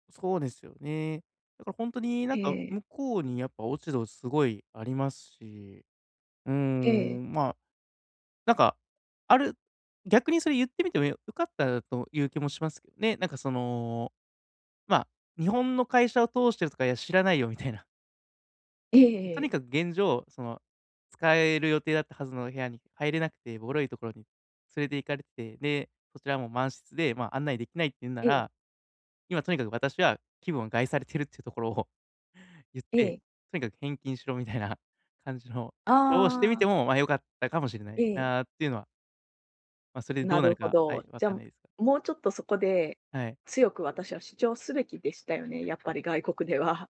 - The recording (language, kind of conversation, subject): Japanese, advice, 予測不能な出来事に直面したとき、落ち着いて対処するにはどうすればよいですか？
- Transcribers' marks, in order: other background noise; unintelligible speech